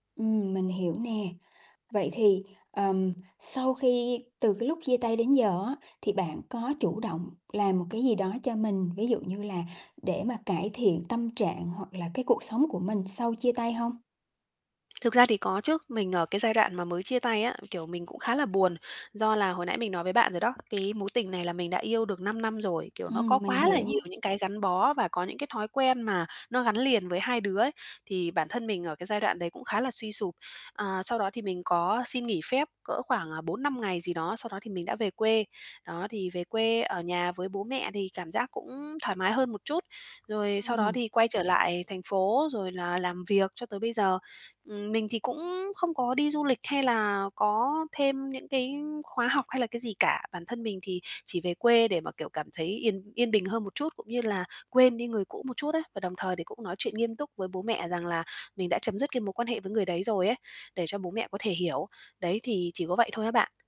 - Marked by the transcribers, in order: tapping; other background noise; distorted speech; mechanical hum
- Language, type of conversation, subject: Vietnamese, advice, Làm sao để vượt qua cảm giác cô đơn sau chia tay và bớt e ngại khi ra ngoài hẹn hò?